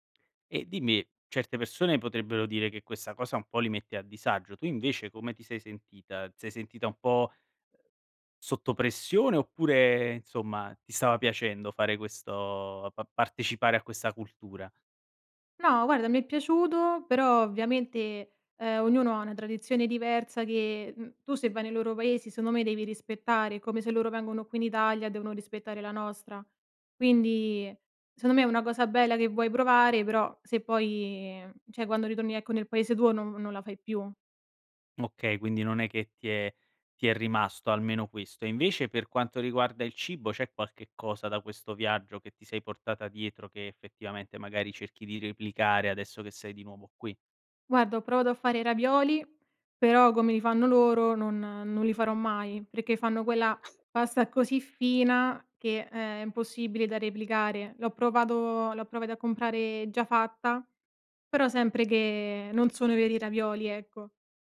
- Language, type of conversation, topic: Italian, podcast, Raccontami di una volta in cui il cibo ha unito persone diverse?
- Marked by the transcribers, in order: "secondo" said as "seondo"; "cioè" said as "ceh"; unintelligible speech